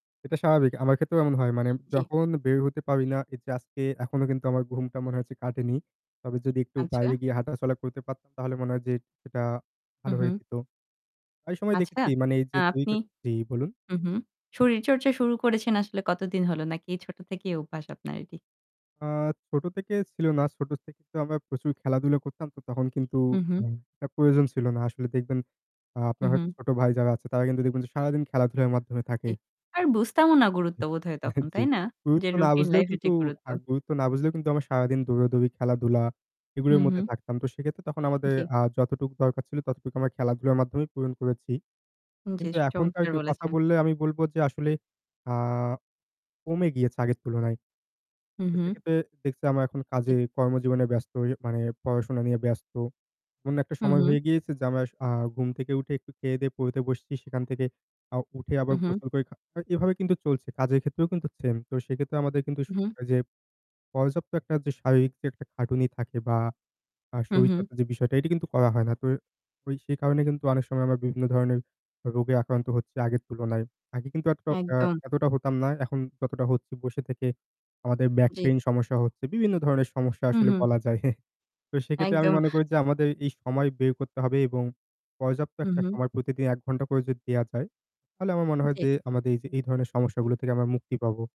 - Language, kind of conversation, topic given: Bengali, unstructured, শরীরচর্চা করার ফলে তোমার জীবনধারায় কী কী পরিবর্তন এসেছে?
- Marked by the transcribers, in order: bird; tapping; laughing while speaking: "এহ"; "আমরা" said as "আমাস"; unintelligible speech; "একদম" said as "একদন"; chuckle